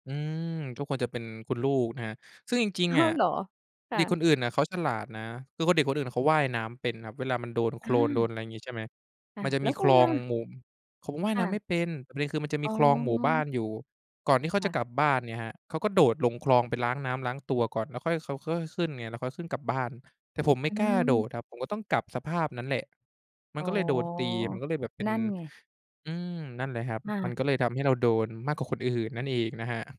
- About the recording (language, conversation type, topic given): Thai, podcast, ช่วงฤดูฝนคุณมีความทรงจำพิเศษอะไรบ้าง?
- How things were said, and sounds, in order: none